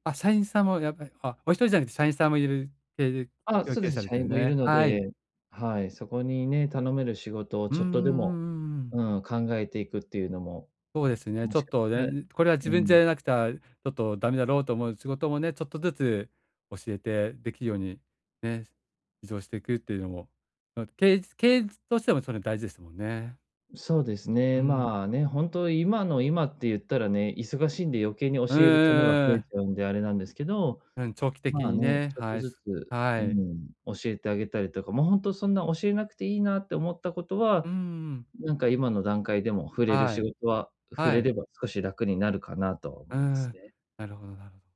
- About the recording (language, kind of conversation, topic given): Japanese, advice, どうして趣味に時間を作れないと感じるのですか？
- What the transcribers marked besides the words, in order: tapping